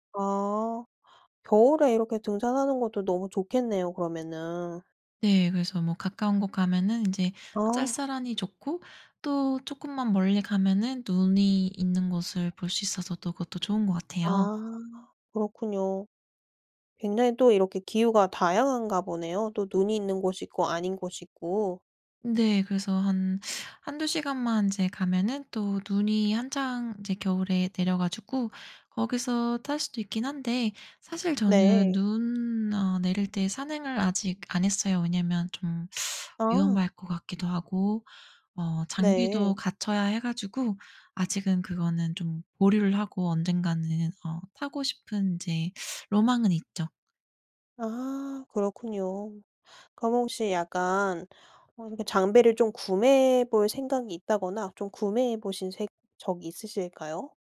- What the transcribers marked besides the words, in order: other background noise; teeth sucking
- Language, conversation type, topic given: Korean, podcast, 등산이나 트레킹은 어떤 점이 가장 매력적이라고 생각하시나요?